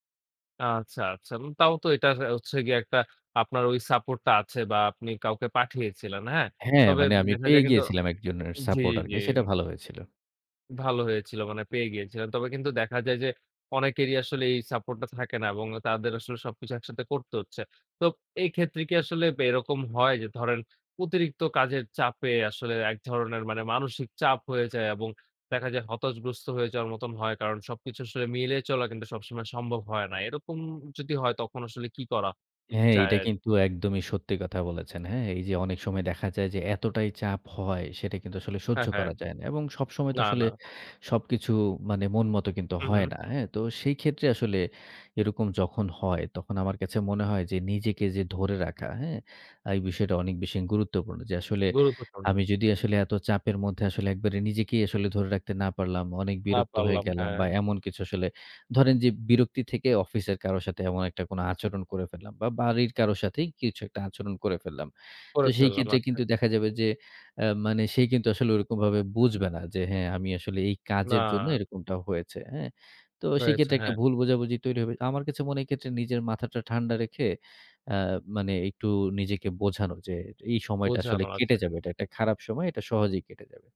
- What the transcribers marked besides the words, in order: tapping; other background noise
- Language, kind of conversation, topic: Bengali, podcast, কাজে ব্যস্ত থাকলে ঘরের কাজকর্ম ও দায়িত্বগুলো কীভাবে ভাগ করেন?